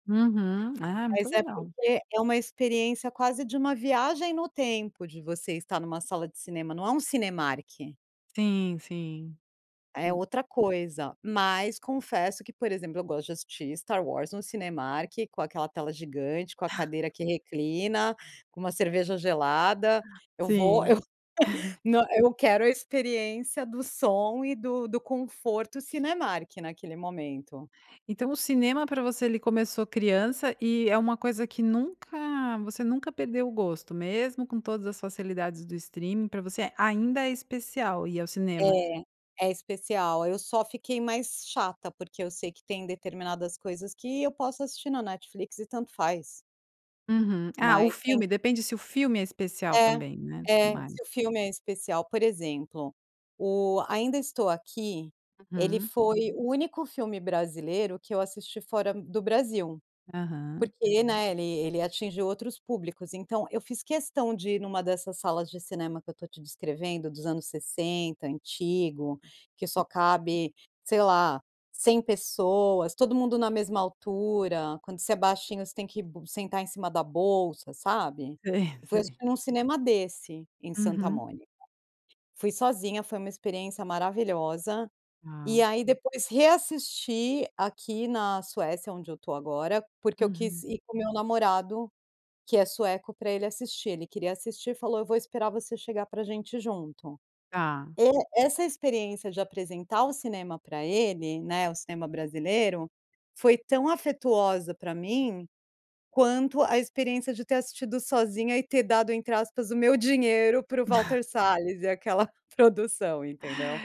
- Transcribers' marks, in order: tapping; other background noise; giggle; laughing while speaking: "Sim, sim"; chuckle
- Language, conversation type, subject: Portuguese, podcast, Como era ir ao cinema quando você era criança?
- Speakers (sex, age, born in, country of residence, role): female, 45-49, Brazil, Italy, host; female, 45-49, Brazil, United States, guest